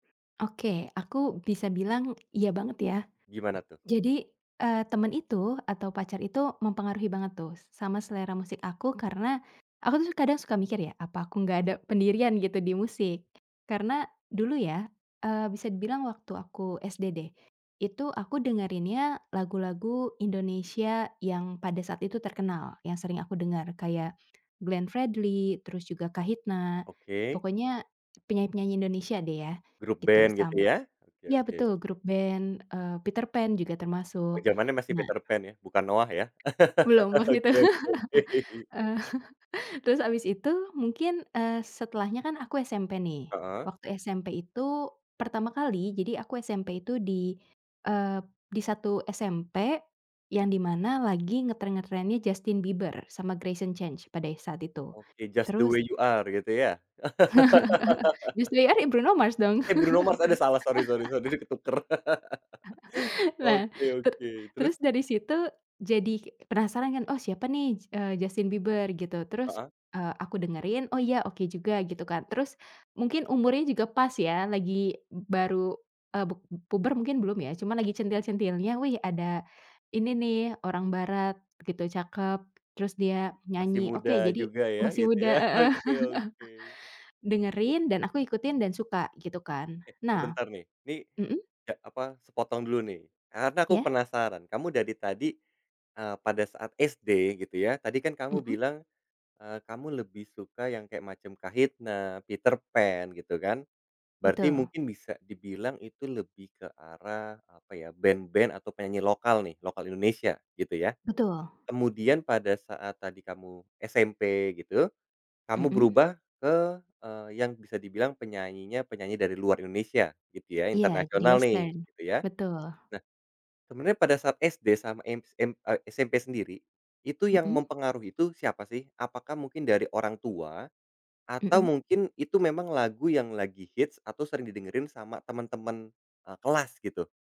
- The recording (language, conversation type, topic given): Indonesian, podcast, Bagaimana teman atau pacar membuat selera musikmu berubah?
- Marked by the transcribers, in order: throat clearing; other background noise; tapping; laughing while speaking: "waktu itu"; laugh; laughing while speaking: "Oke, oke, oke"; chuckle; laugh; surprised: "Eh, Bruno Mars"; laugh; laughing while speaking: "Oke, oke"; laughing while speaking: "heeh"; in English: "western"